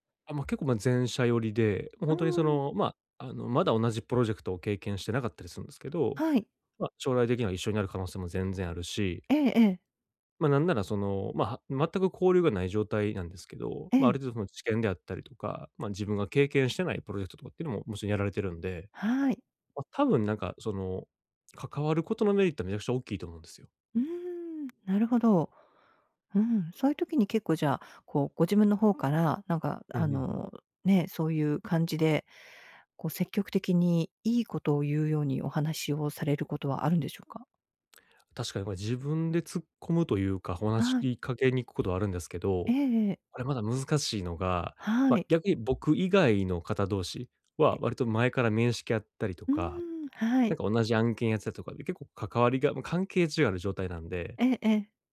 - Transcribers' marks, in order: none
- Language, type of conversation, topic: Japanese, advice, 集まりでいつも孤立してしまうのですが、どうすれば自然に交流できますか？